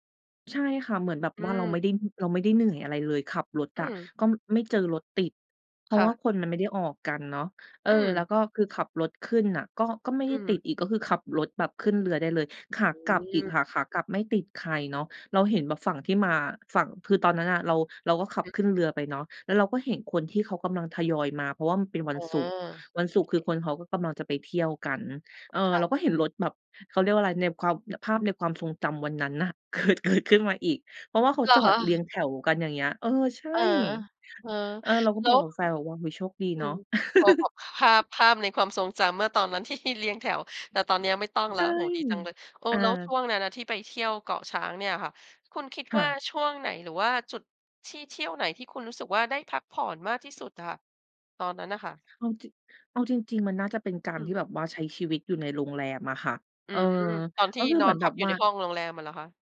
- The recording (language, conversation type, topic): Thai, podcast, การพักผ่อนแบบไหนช่วยให้คุณกลับมามีพลังอีกครั้ง?
- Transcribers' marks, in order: other background noise; laughing while speaking: "เกิด เกิด"; unintelligible speech; laughing while speaking: "ที่"; laugh